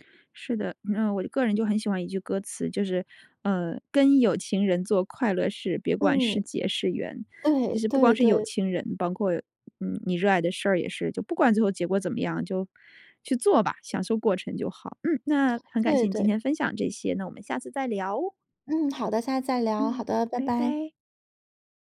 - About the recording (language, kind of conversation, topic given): Chinese, podcast, 你觉得结局更重要，还是过程更重要？
- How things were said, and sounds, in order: none